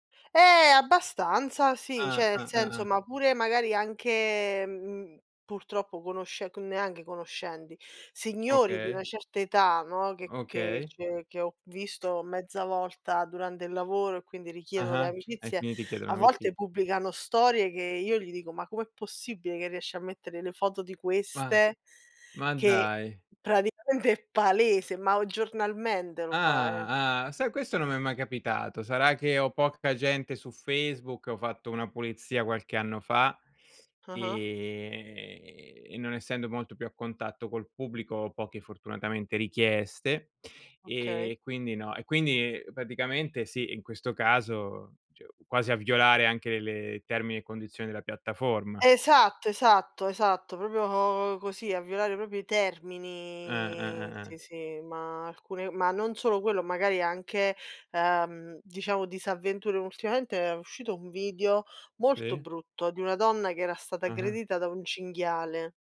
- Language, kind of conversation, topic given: Italian, unstructured, Come ti senti riguardo alla censura sui social media?
- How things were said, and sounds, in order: "cioè" said as "ceh"; "conoscenti" said as "conoscendi"; "cioè" said as "ceh"; tapping; "durante" said as "durande"; other background noise; drawn out: "e"; "cioè" said as "ceh"; drawn out: "termini"; "video" said as "vidio"